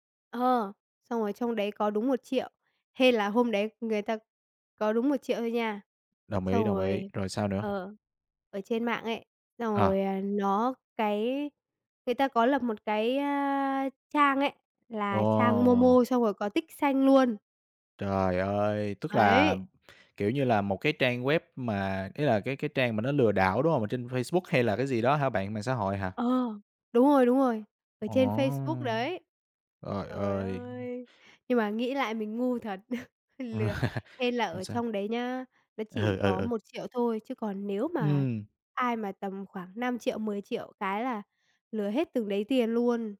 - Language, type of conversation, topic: Vietnamese, podcast, Bạn có thể kể về lần bạn bị lừa trên mạng và bài học rút ra từ đó không?
- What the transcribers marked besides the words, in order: other background noise; tapping; chuckle; laugh